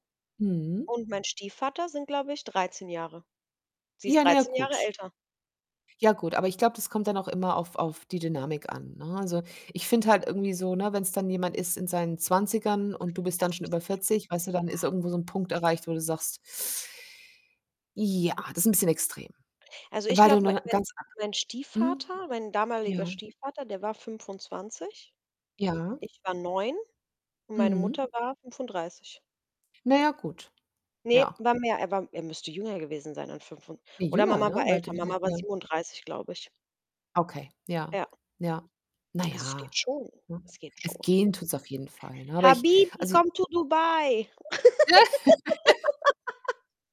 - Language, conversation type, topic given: German, unstructured, Wie findest du die richtige Balance zwischen gesunder Ernährung und Genuss?
- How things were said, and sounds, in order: breath; unintelligible speech; in Arabic: "Habibi"; distorted speech; in English: "come to"; laugh